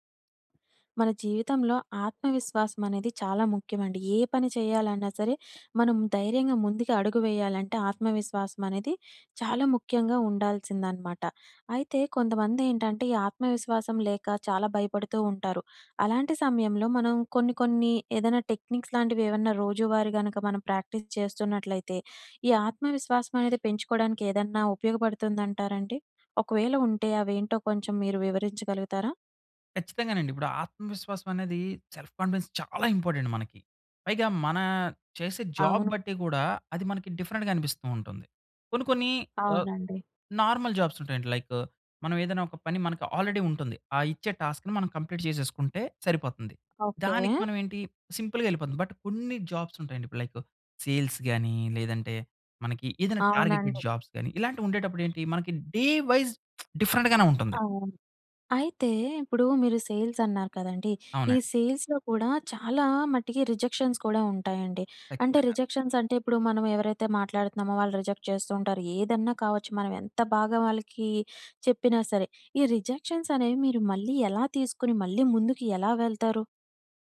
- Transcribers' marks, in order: tapping; in English: "టెక్నిక్స్"; in English: "ప్రాక్టీస్"; in English: "సెల్ఫ్ కాన్ఫిడెన్స్"; in English: "ఇంపార్టెంట్"; in English: "జాబ్"; in English: "డిఫరెంట్‌గా"; in English: "నార్మల్ జాబ్స్"; in English: "ఆల్రెడీ"; in English: "టాస్క్‌ని"; in English: "కంప్లీట్"; in English: "సింపుల్‌గా"; in English: "బట్"; in English: "జాబ్స్"; in English: "సేల్స్"; in English: "టార్గెటెడ్ జాబ్స్"; other background noise; in English: "డే వైస్ డిఫరెంట్"; lip smack; in English: "సేల్స్"; in English: "సేల్స్‌లో"; in English: "రిజెక్షన్స్"; in English: "రిజెక్షన్స్"; in English: "రిజెక్ట్"; in English: "రిజెక్షన్స్"
- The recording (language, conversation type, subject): Telugu, podcast, రోజువారీ ఆత్మవిశ్వాసం పెంచే చిన్న అలవాట్లు ఏవి?